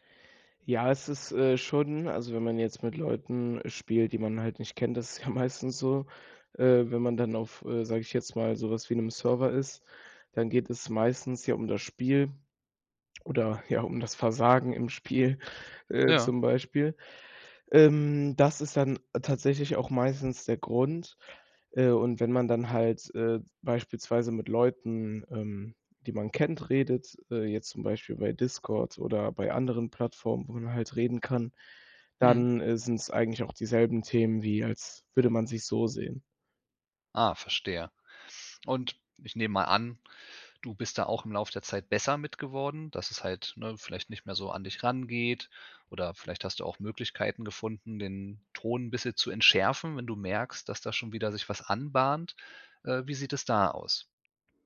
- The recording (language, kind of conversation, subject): German, podcast, Wie gehst du mit Meinungsverschiedenheiten um?
- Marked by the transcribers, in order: laughing while speaking: "ja meistens"; other background noise